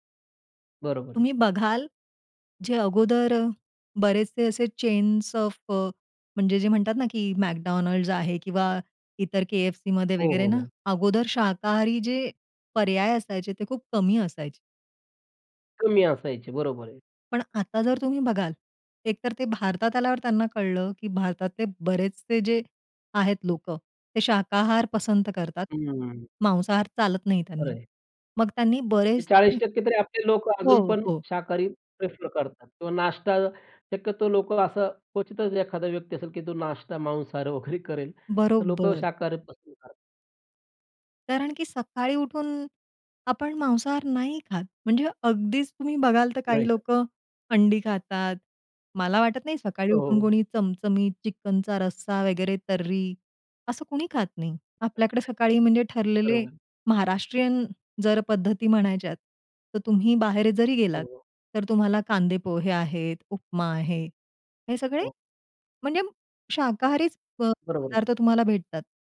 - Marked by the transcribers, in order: in English: "चेन्स ऑफ अ"; laughing while speaking: "मांसाहार वगैरे करेल"; laughing while speaking: "हो"; chuckle
- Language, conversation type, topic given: Marathi, podcast, शाकाहारी पदार्थांचा स्वाद तुम्ही कसा समृद्ध करता?